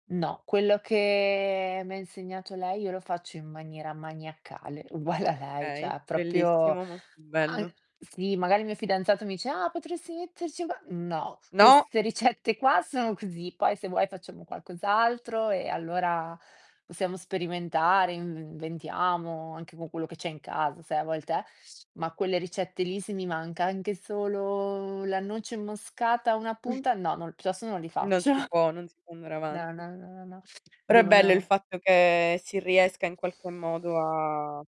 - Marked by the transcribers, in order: drawn out: "che"; laughing while speaking: "uguale"; distorted speech; "cioè" said as "ceh"; "proprio" said as "propio"; put-on voice: "Ah potresti metterci qua"; drawn out: "solo"; chuckle; other background noise
- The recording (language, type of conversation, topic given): Italian, podcast, Qual è un ricordo legato al cibo che ti emoziona?